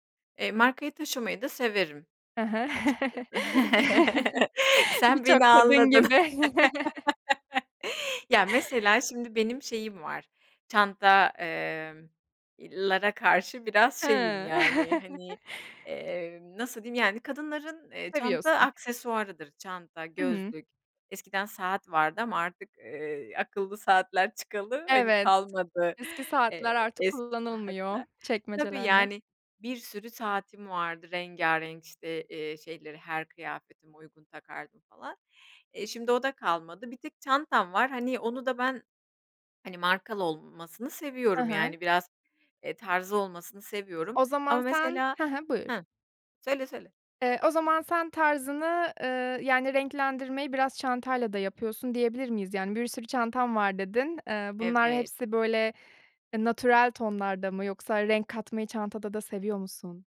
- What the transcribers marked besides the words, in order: other background noise; chuckle; laughing while speaking: "Birçok kadın gibi"; chuckle; chuckle; tapping
- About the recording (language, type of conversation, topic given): Turkish, podcast, Kendi stilini bulma sürecin nasıl gelişti?